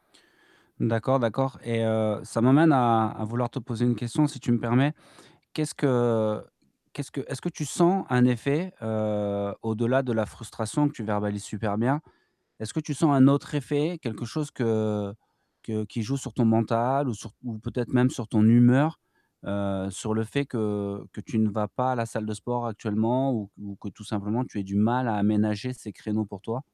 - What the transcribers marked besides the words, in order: static; tapping
- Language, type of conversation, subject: French, advice, Comment faire du sport quand on manque de temps entre le travail et la famille ?
- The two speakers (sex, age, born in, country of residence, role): male, 25-29, France, France, user; male, 40-44, France, France, advisor